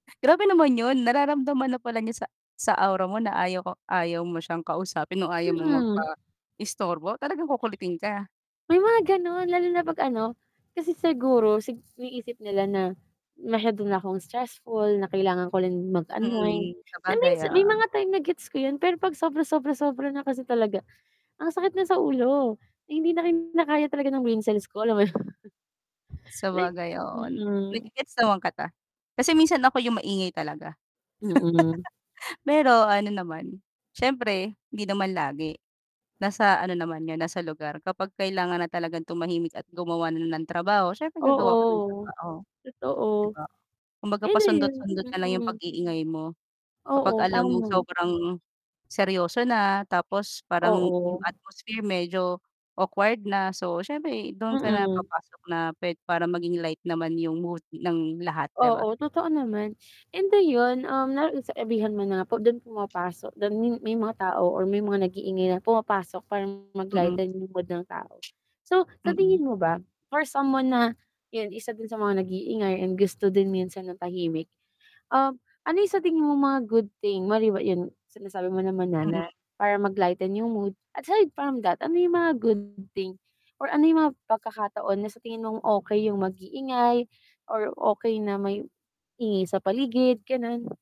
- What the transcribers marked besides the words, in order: static; distorted speech; tapping; laughing while speaking: "naman"; chuckle; other background noise; wind
- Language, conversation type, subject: Filipino, unstructured, Ano ang nararamdaman mo kapag may taong masyadong maingay sa paligid?